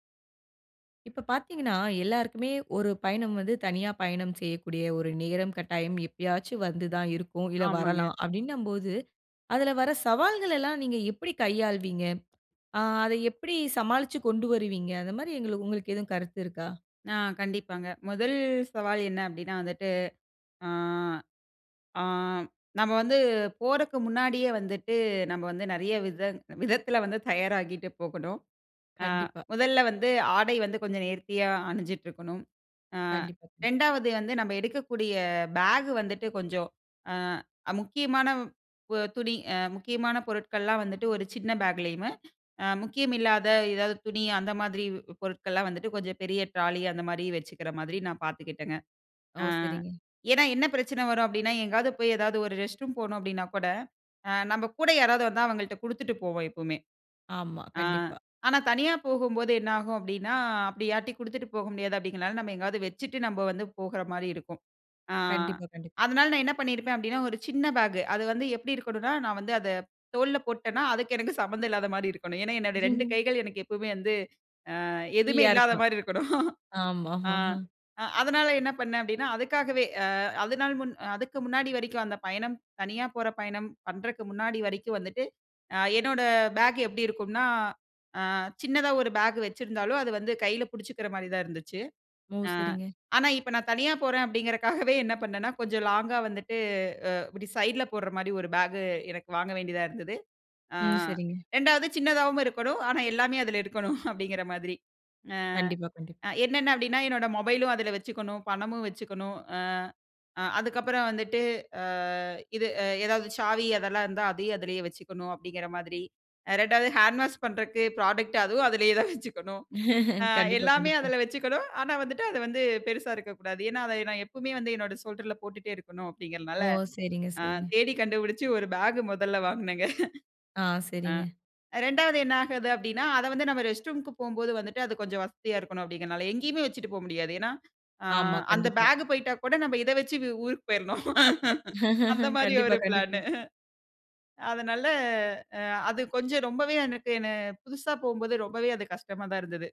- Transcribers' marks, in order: "பேக்லயும்" said as "பேக்லயுமு"; in English: "ட்ராலி"; laughing while speaking: "அதுக்கு எனக்கு சம்மந்தம் இல்லாத மாரி"; laughing while speaking: "இருக்கணும்"; laughing while speaking: "ஆமா. ஆமா"; "வரைக்கும்" said as "வரிக்கும்"; chuckle; in English: "புராடக்ட்"; laughing while speaking: "அதுலேயே தான் வச்சுக்கணும்"; laugh; chuckle; laugh; laugh; laughing while speaking: "அந்த மாரி ஒரு பிளானு"
- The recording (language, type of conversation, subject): Tamil, podcast, தனியாகப் பயணம் செய்த போது நீங்கள் சந்தித்த சவால்கள் என்னென்ன?